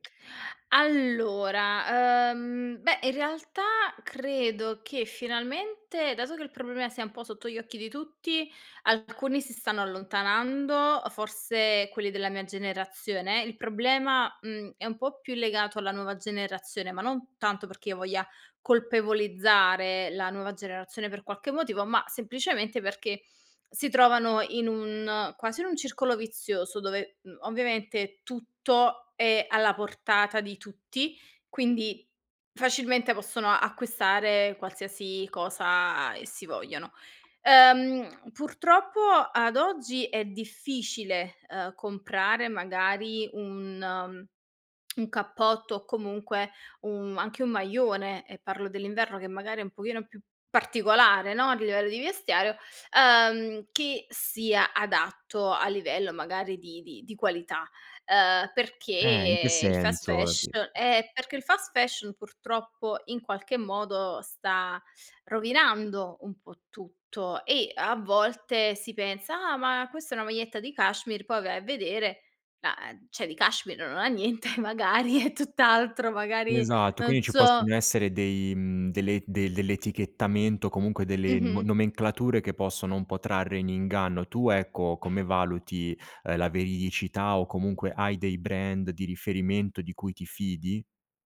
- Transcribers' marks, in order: "problema" said as "prolemea"; other background noise; tongue click; "cioè" said as "ceh"; laughing while speaking: "niente. Magari è"; door; in English: "brand"
- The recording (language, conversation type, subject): Italian, podcast, Che ruolo ha il tuo guardaroba nella tua identità personale?